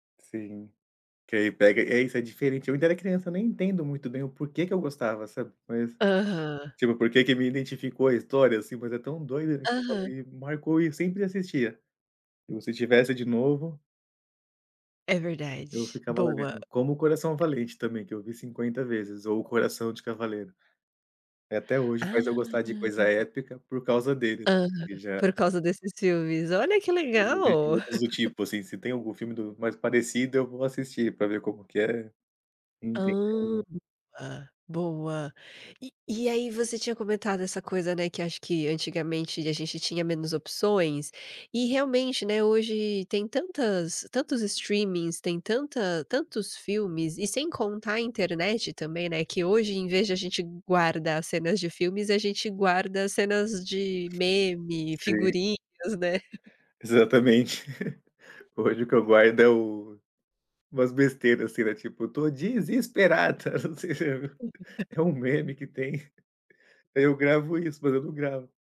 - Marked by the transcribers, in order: tapping; unintelligible speech; laugh; other background noise; chuckle; giggle; put-on voice: "tô desesperado"; unintelligible speech; laugh
- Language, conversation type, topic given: Portuguese, podcast, Por que revisitar filmes antigos traz tanto conforto?
- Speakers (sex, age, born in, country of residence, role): female, 30-34, Brazil, Sweden, host; male, 35-39, Brazil, Portugal, guest